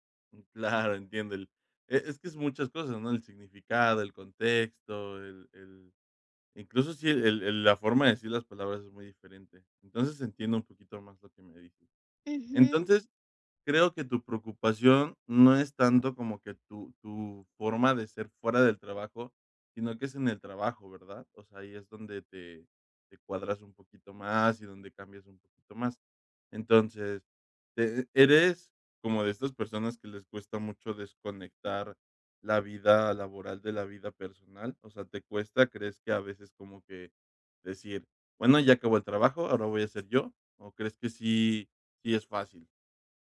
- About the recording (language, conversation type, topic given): Spanish, advice, ¿Cómo puedo equilibrar mi vida personal y mi trabajo sin perder mi identidad?
- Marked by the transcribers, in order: none